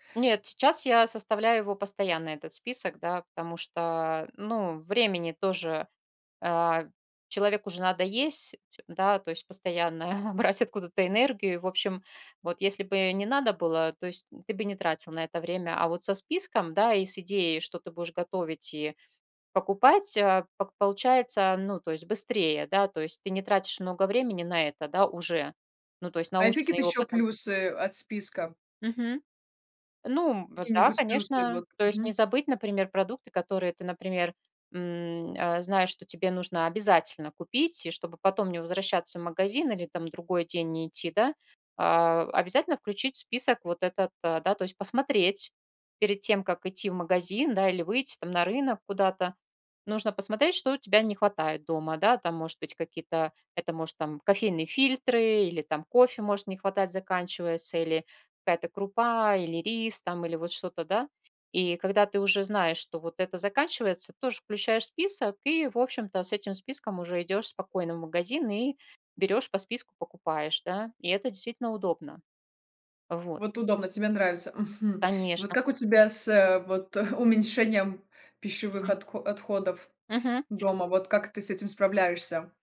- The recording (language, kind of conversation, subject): Russian, podcast, Какие у вас есть советы, как уменьшить пищевые отходы дома?
- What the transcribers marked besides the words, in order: chuckle; tapping; other background noise